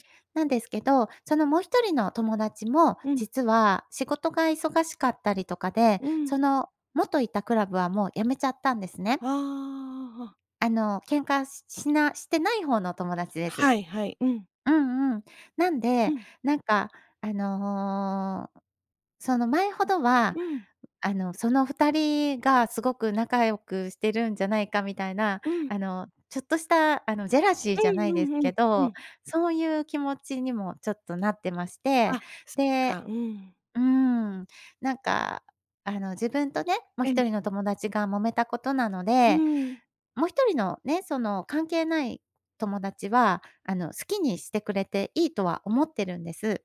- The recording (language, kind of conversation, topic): Japanese, advice, 共通の友人関係をどう維持すればよいか悩んでいますか？
- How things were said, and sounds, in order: none